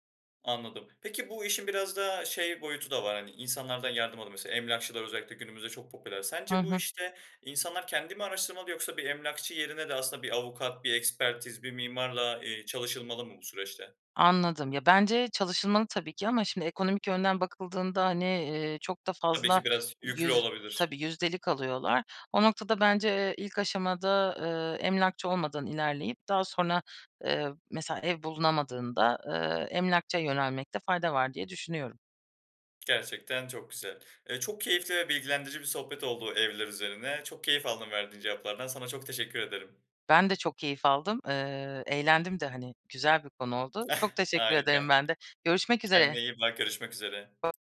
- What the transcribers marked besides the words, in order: other background noise; chuckle; unintelligible speech
- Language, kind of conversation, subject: Turkish, podcast, Ev almak mı, kiralamak mı daha mantıklı sizce?